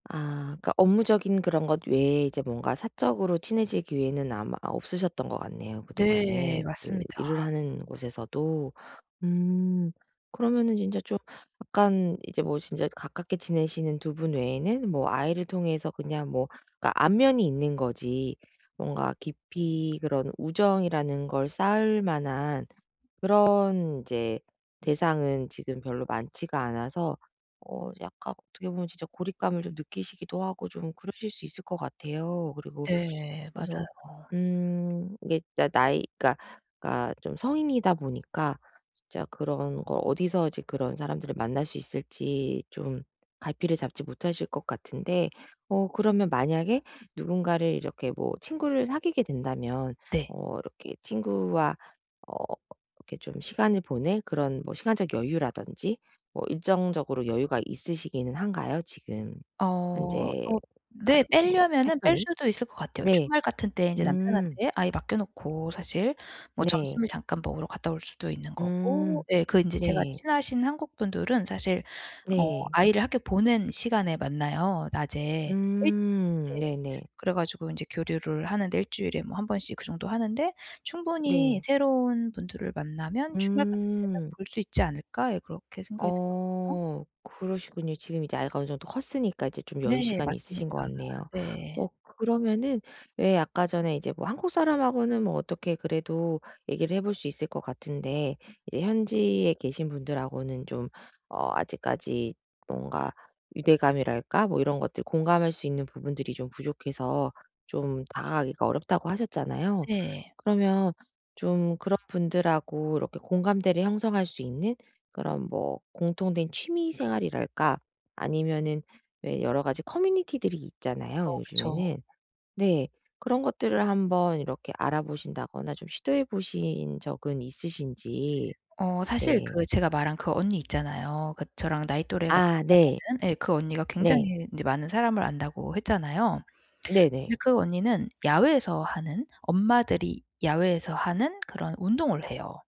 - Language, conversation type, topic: Korean, advice, 성인이 된 뒤 새로운 친구를 어떻게 만들 수 있을까요?
- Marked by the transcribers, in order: other background noise; tapping; teeth sucking